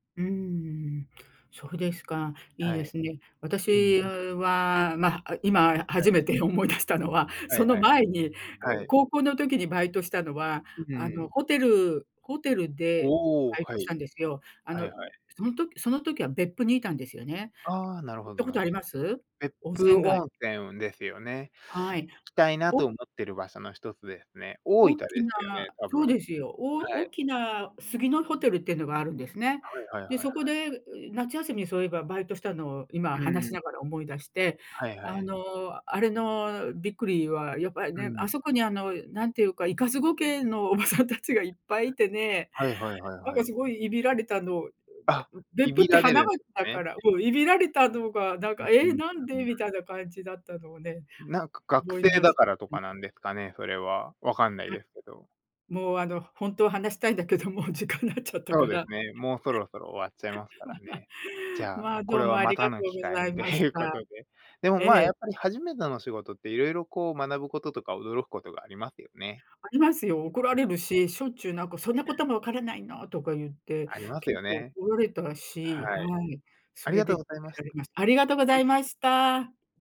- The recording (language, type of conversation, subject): Japanese, unstructured, 初めての仕事で、いちばん驚いたことは何ですか？
- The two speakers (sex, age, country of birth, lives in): female, 65-69, Japan, United States; male, 30-34, Japan, United States
- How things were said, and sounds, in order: other noise; laughing while speaking: "おばさんたちがいっぱいいてね"; unintelligible speech; laugh